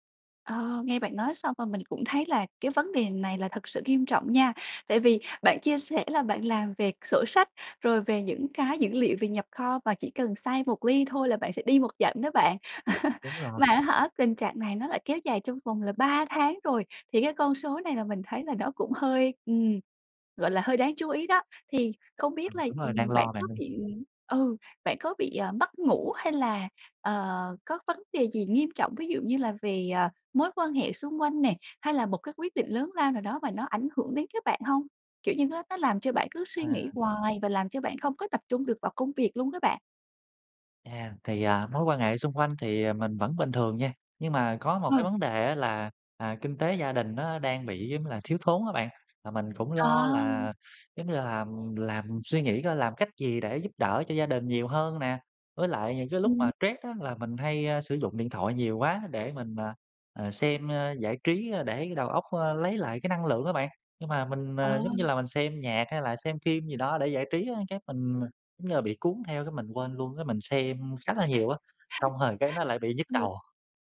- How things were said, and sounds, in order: other background noise; chuckle; tapping; "stress" said as "troét"; laugh
- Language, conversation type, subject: Vietnamese, advice, Làm sao để giảm tình trạng mơ hồ tinh thần và cải thiện khả năng tập trung?